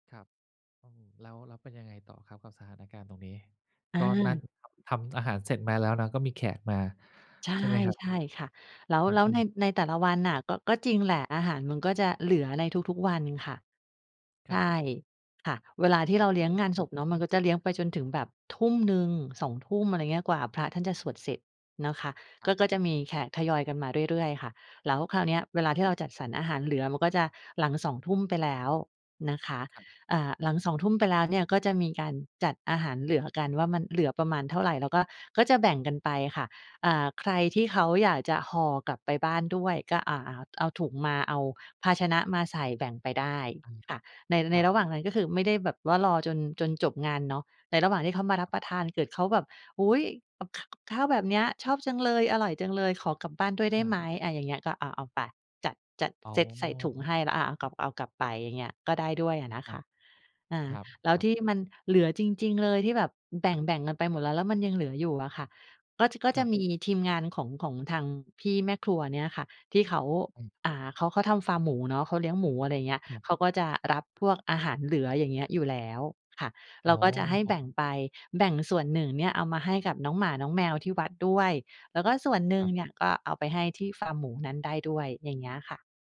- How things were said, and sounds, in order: unintelligible speech; other background noise; tapping
- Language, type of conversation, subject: Thai, podcast, เวลาเหลืออาหารจากงานเลี้ยงหรืองานพิธีต่าง ๆ คุณจัดการอย่างไรให้ปลอดภัยและไม่สิ้นเปลือง?